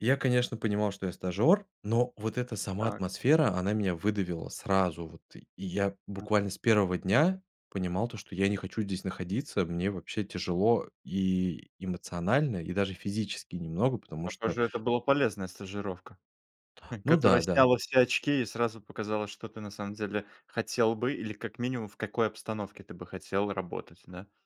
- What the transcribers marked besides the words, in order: none
- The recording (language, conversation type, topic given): Russian, podcast, Как перестать бояться начинать всё заново?